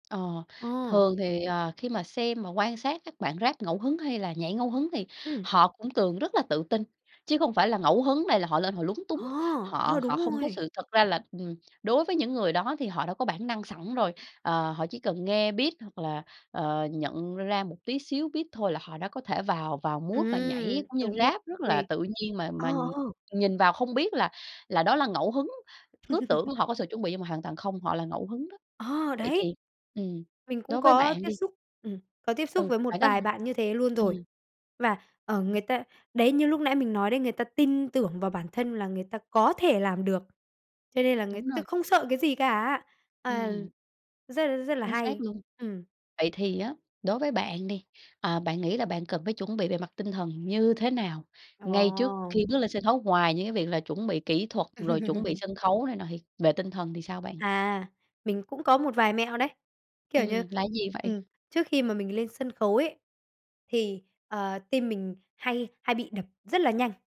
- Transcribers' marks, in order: in English: "beat"; in English: "beat"; in English: "mood"; chuckle; chuckle
- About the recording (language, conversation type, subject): Vietnamese, podcast, Bí quyết của bạn để tự tin khi nói trước đám đông là gì?